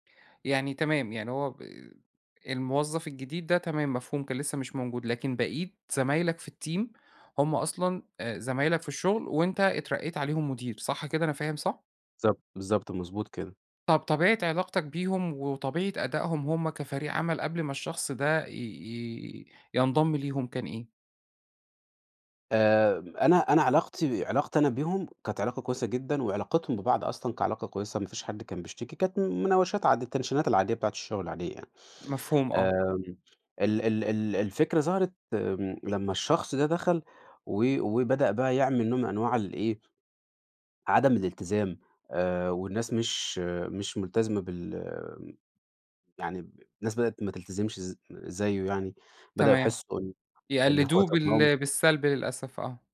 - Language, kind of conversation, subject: Arabic, advice, إزاي أواجه موظف مش ملتزم وده بيأثر على أداء الفريق؟
- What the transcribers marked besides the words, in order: in English: "الTeam"; in English: "التنشينات"